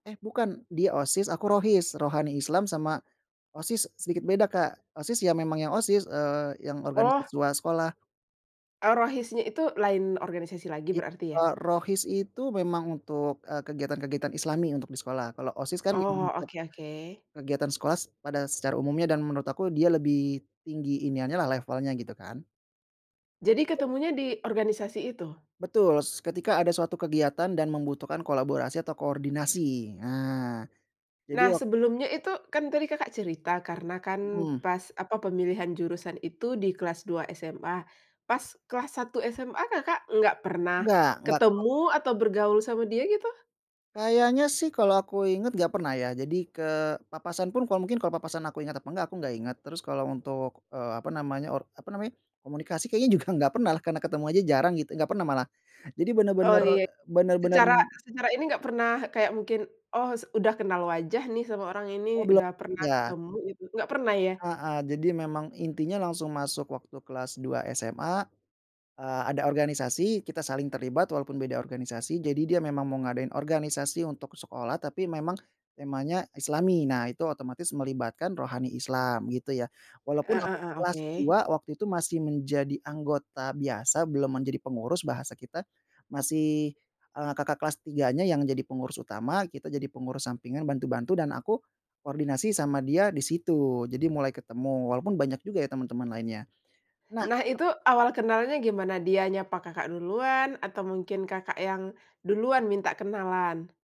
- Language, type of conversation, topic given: Indonesian, podcast, Bisakah kamu menceritakan pertemuan tak terduga yang berujung pada persahabatan yang erat?
- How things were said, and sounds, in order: other background noise; laughing while speaking: "juga"